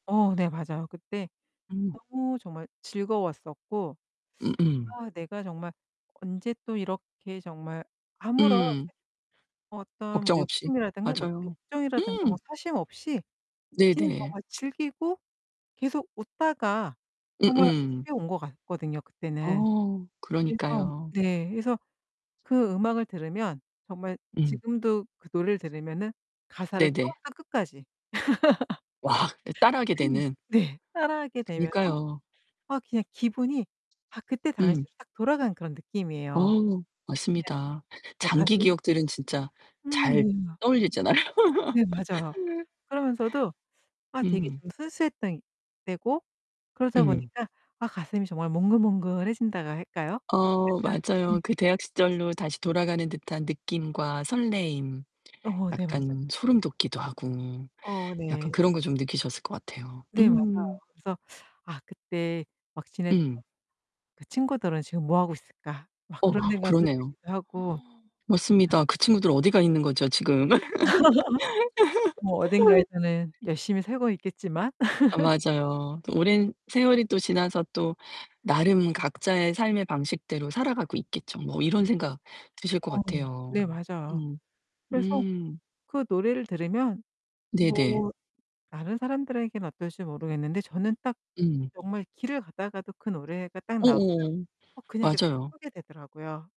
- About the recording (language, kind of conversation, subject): Korean, podcast, 특정 음악을 들으면 어떤 기억이 떠오른 적이 있나요?
- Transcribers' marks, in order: distorted speech; other background noise; laugh; laugh; gasp; unintelligible speech; laugh; laugh